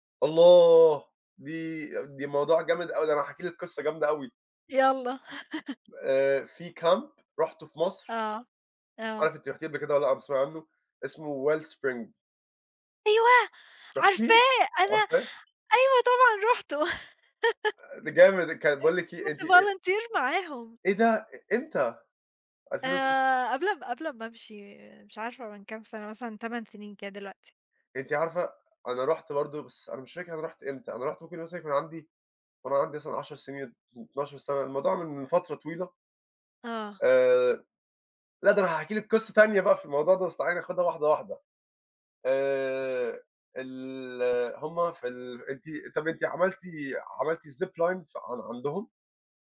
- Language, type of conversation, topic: Arabic, unstructured, عندك هواية بتساعدك تسترخي؟ إيه هي؟
- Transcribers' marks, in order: laugh; in English: "كامب"; in English: "Well Spring"; surprised: "أيوه. عارفاه أنا أيوه طبعًا رُحته"; tapping; laugh; unintelligible speech; in English: "volunteer"; unintelligible speech; in English: "ziplines"